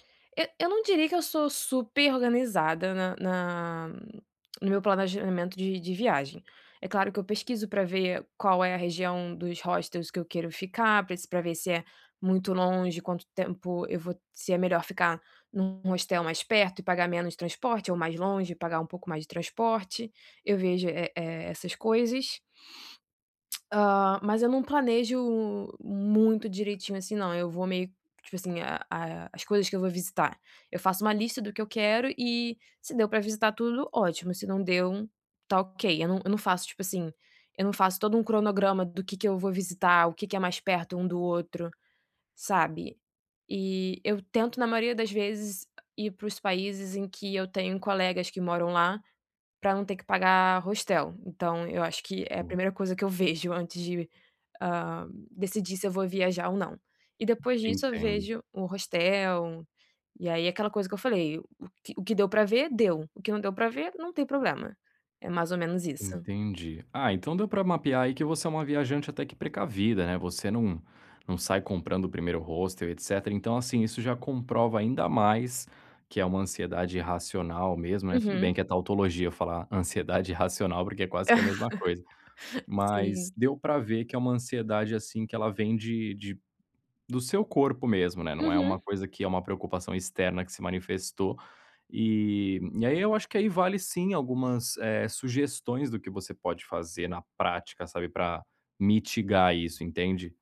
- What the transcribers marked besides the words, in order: tongue click; tapping; sniff; other background noise; chuckle
- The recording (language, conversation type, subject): Portuguese, advice, Como posso lidar com a ansiedade ao explorar lugares novos e desconhecidos?